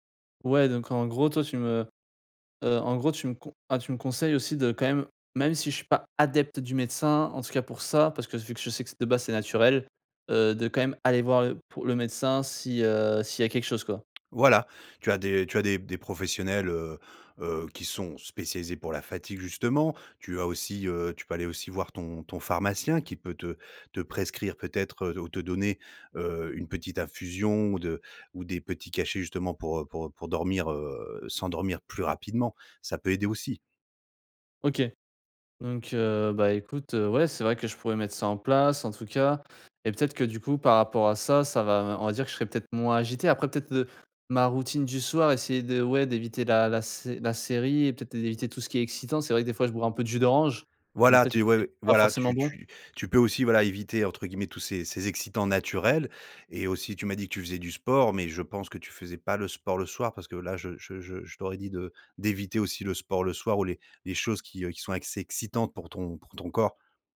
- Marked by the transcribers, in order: stressed: "adepte"
- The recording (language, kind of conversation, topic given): French, advice, Pourquoi suis-je constamment fatigué, même après une longue nuit de sommeil ?